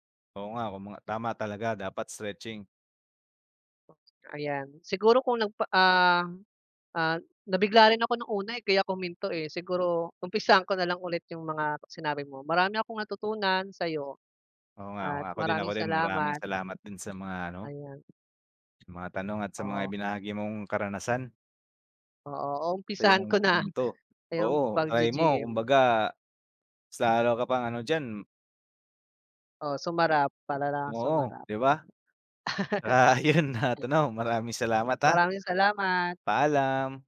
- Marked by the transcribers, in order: other background noise; laugh
- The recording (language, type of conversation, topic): Filipino, unstructured, Ano ang paborito mong libangan, at bakit?